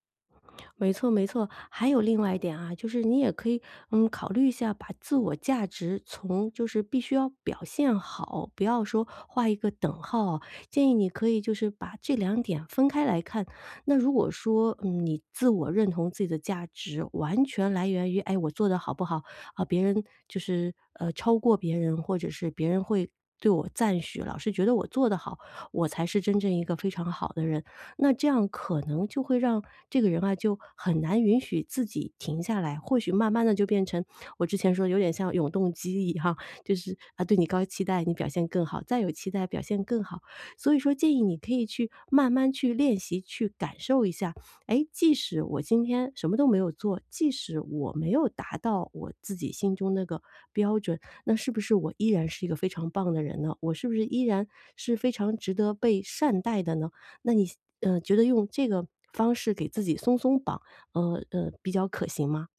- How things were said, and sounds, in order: other noise; laughing while speaking: "一样"
- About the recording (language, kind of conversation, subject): Chinese, advice, 我对自己要求太高，怎样才能不那么累？